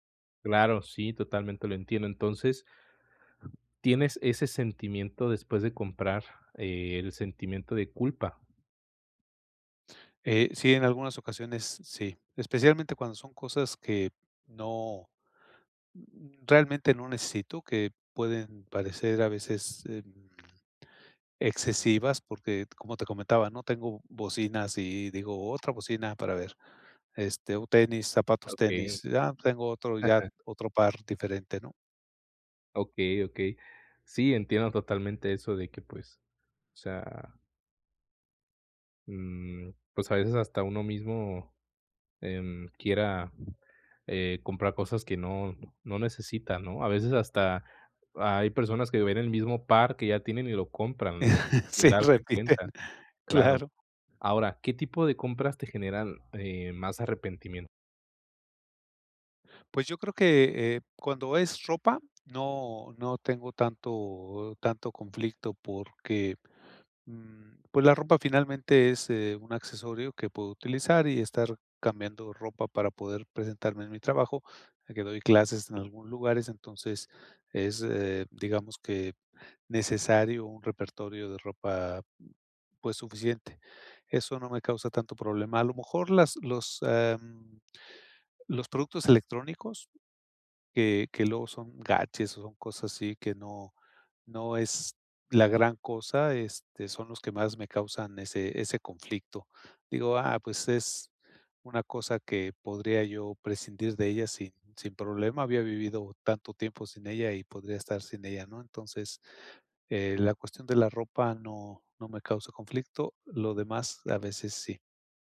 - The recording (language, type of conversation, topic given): Spanish, advice, ¿Cómo puedo evitar las compras impulsivas y el gasto en cosas innecesarias?
- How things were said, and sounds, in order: tapping; other background noise; laughing while speaking: "Sí, repiten, claro"